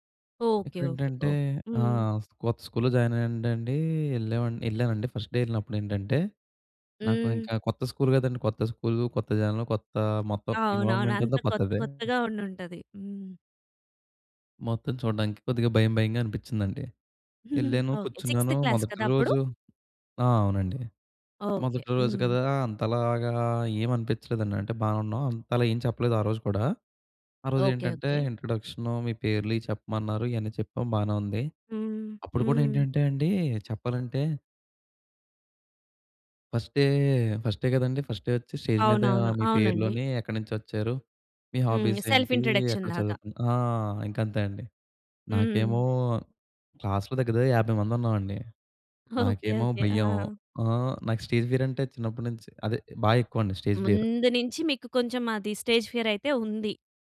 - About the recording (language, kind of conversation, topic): Telugu, podcast, పేదరికం లేదా ఇబ్బందిలో ఉన్నప్పుడు అనుకోని సహాయాన్ని మీరు ఎప్పుడైనా స్వీకరించారా?
- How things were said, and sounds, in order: in English: "జాయిన్"; in English: "ఫస్ట్ డే"; in English: "స్కూల్"; in English: "స్కూల్"; in English: "ఇన్వాల్వ్మెంట్"; other background noise; chuckle; in English: "సిక్స్‌త్ క్లాస్"; in English: "ఫస్ట్ డే, ఫస్ట్ డే"; in English: "ఫర్స్ట్ డే"; in English: "సెల్ఫ్ ఇంట్రడక్షన్‌లాగా"; in English: "హాబీస్"; in English: "క్లాస్‌లో"; laughing while speaking: "ఓకే. ఓకే. ఆ!"; in English: "స్టేజ్ ఫియర్"; in English: "స్టేజ్"; in English: "స్టేజ్ ఫియర్"